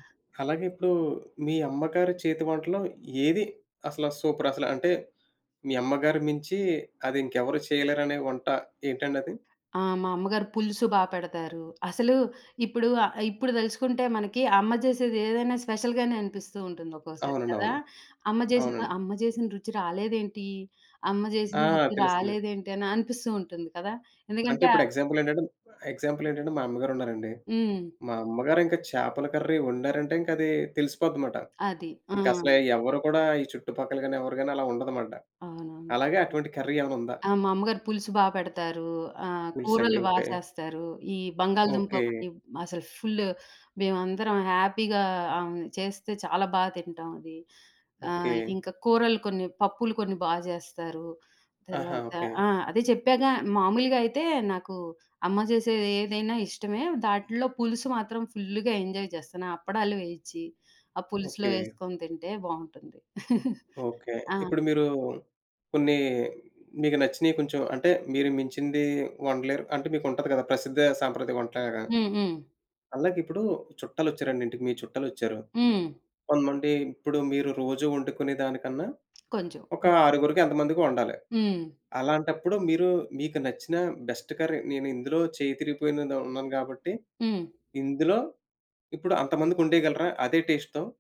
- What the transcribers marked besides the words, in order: in English: "స్పెషల్‌గానే"; other background noise; in English: "కర్రీ"; tapping; in English: "కర్రీ"; in English: "హ్యాపీగా"; in English: "ఎంజాయ్"; chuckle; in English: "బెస్ట్ కర్రీ"; in English: "టేస్ట్‌తో?"
- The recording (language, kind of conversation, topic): Telugu, podcast, ప్రసిద్ధ సంప్రదాయ వంటకానికి మీరు మీ స్వంత ప్రత్యేకతను ఎలా జోడిస్తారు?